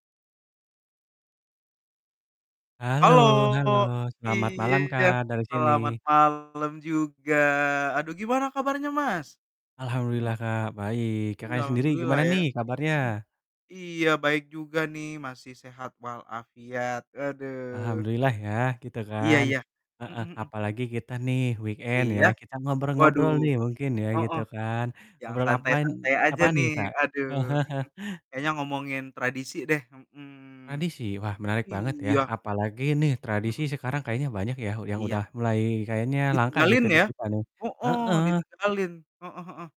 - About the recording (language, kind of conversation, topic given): Indonesian, unstructured, Apa makna tradisi dalam kehidupan sehari-hari masyarakat?
- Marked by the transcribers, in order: distorted speech; other background noise; in English: "weekend"; chuckle